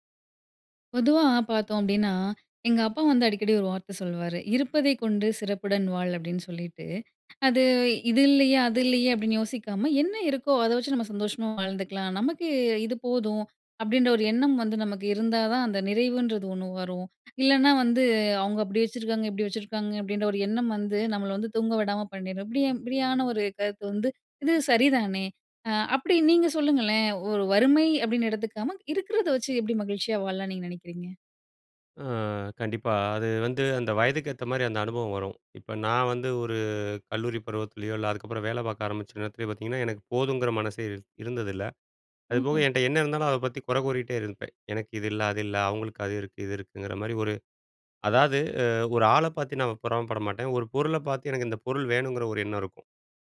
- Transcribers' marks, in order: none
- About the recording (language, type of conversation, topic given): Tamil, podcast, வறுமையைப் போல அல்லாமல் குறைவான உடைமைகளுடன் மகிழ்ச்சியாக வாழ்வது எப்படி?